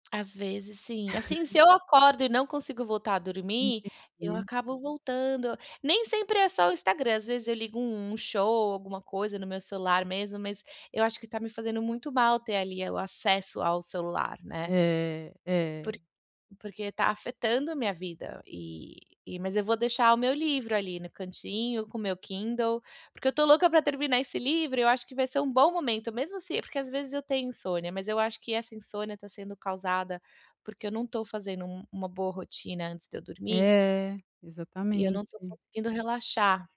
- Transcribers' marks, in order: laugh
- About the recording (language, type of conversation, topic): Portuguese, advice, Como posso equilibrar entretenimento digital e descanso saudável?